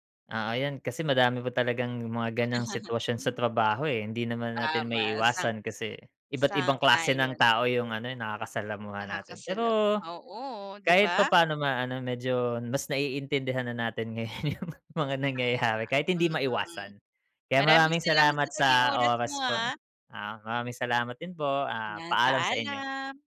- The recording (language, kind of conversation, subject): Filipino, unstructured, Ano ang nararamdaman mo kapag hindi patas ang pagtrato sa iyo sa trabaho?
- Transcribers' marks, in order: laugh; other background noise; laughing while speaking: "ngayon yung"